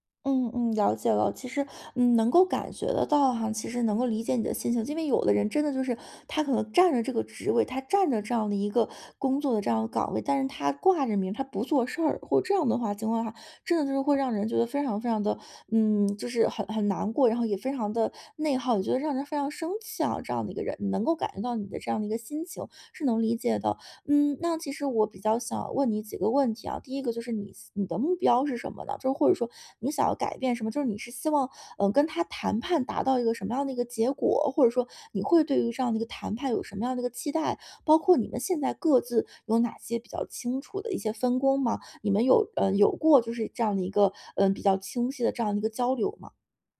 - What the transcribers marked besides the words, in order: none
- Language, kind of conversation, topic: Chinese, advice, 你该如何与难相处的同事就职责划分进行协商？